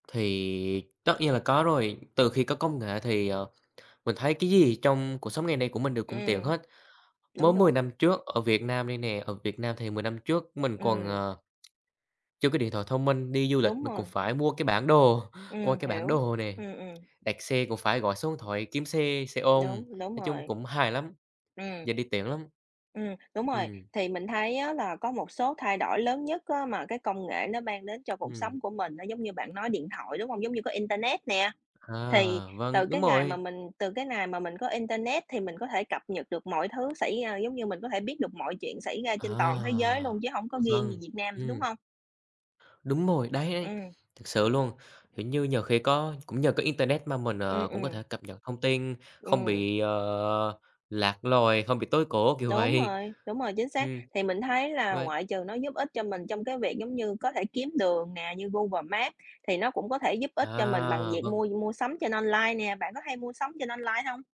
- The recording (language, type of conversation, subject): Vietnamese, unstructured, Công nghệ đã thay đổi cuộc sống của bạn như thế nào?
- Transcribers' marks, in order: tapping; tsk; chuckle; other background noise